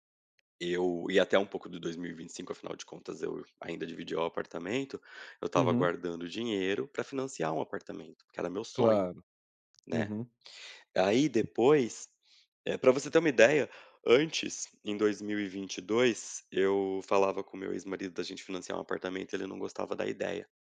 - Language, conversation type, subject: Portuguese, advice, Como você lida com a ansiedade ao abrir faturas e contas no fim do mês?
- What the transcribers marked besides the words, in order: tapping